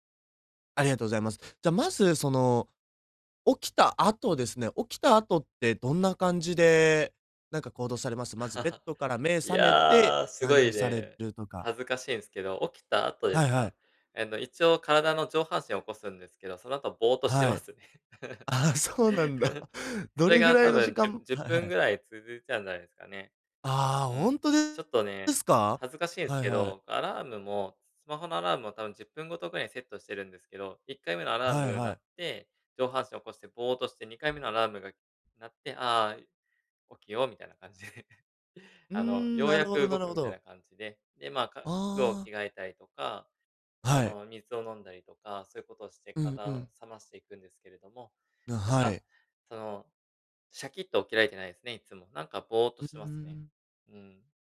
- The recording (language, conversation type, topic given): Japanese, advice, 毎日同じ時間に寝起きする習慣をどうすれば身につけられますか？
- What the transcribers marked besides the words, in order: laugh; laughing while speaking: "してますね"; laugh; laughing while speaking: "ああ、そうなんだ"; laughing while speaking: "感じで"